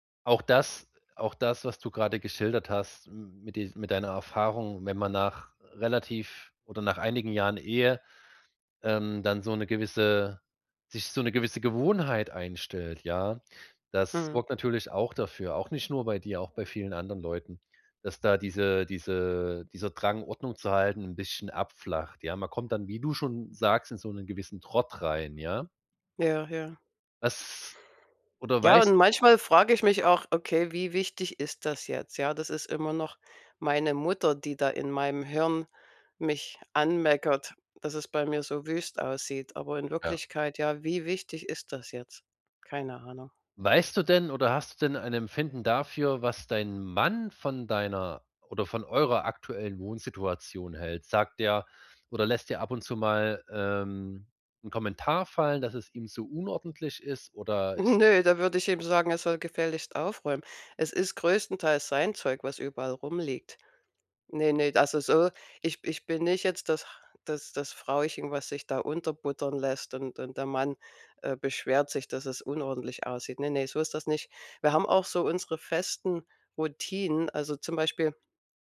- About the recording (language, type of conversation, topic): German, advice, Wie kann ich wichtige Aufgaben trotz ständiger Ablenkungen erledigen?
- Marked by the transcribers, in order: other background noise; laughing while speaking: "Ne"